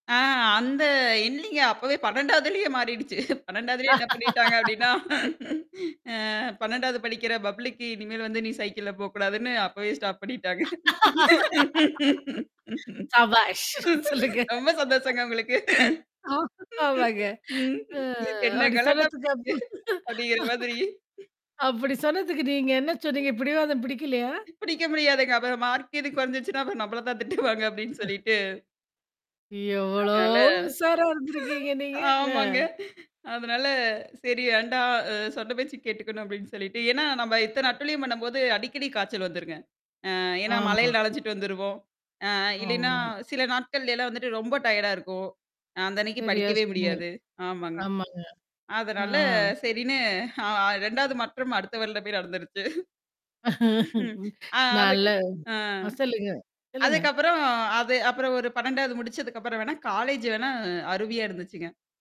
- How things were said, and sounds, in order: laughing while speaking: "மாறிடுச்சு"; laugh; other noise; laugh; in English: "பப்ளிக்"; laughing while speaking: "சபாஸ்! சொல்லுங்க. ஆ, ஆமாங்க. அ அப்பிடி சொன்னதுக்கு"; distorted speech; in English: "ஸ்டாப்"; laughing while speaking: "பண்ணிட்டாங்க. ரொம்ப சந்தோஷங்க உங்களுக்கு. ம் என்ன கலட்டா அப்டீங்கிற மாதிரி"; unintelligible speech; unintelligible speech; laughing while speaking: "திட்டுவாங்க"; mechanical hum; unintelligible speech; drawn out: "எவ்ளோ"; other background noise; laugh; "வேண்டாம்" said as "அண்டா"; in English: "டயர்டா"; static; laughing while speaking: "நடந்துருச்சு"; laugh; "அருமையா" said as "அருவியா"
- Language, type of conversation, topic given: Tamil, podcast, பள்ளிக் காலம் உங்கள் வாழ்க்கையில் என்னென்ன மாற்றங்களை கொண்டு வந்தது?